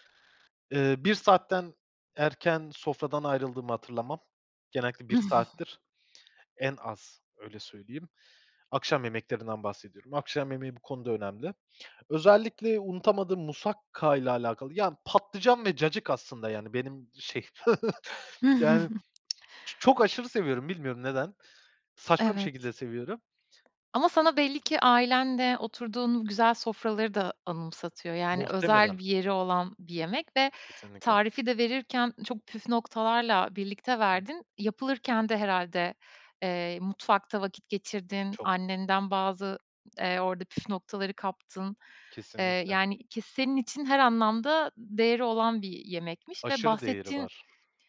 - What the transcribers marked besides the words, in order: giggle; chuckle; tapping; chuckle; tongue click; other background noise
- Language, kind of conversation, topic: Turkish, podcast, Aile yemekleri kimliğini nasıl etkiledi sence?
- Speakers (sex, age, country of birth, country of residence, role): female, 35-39, Turkey, Estonia, host; male, 25-29, Turkey, Portugal, guest